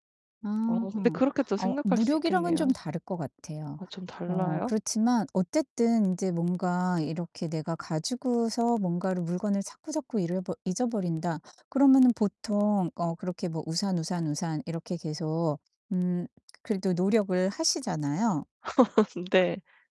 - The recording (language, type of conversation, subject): Korean, advice, 실수를 반복하지 않으면서 능력을 향상시키려면 어떻게 준비하고 성장할 수 있을까요?
- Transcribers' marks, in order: distorted speech; other background noise; laugh; tapping